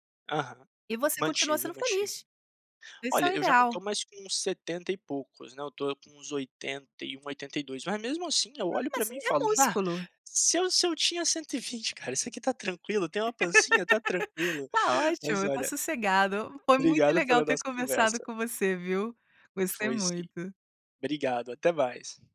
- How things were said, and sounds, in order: laugh
- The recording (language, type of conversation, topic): Portuguese, podcast, Que benefícios você percebeu ao retomar um hobby?